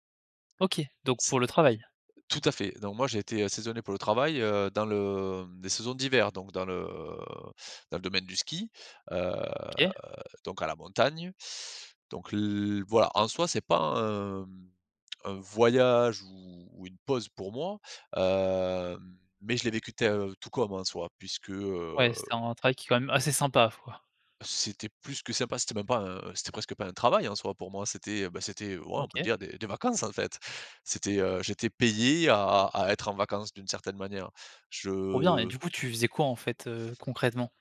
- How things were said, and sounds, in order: other background noise; drawn out: "heu"; drawn out: "hem"; laughing while speaking: "assez sympa"; stressed: "vacances"; stressed: "payé"
- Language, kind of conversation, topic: French, podcast, Quel est ton meilleur souvenir de voyage ?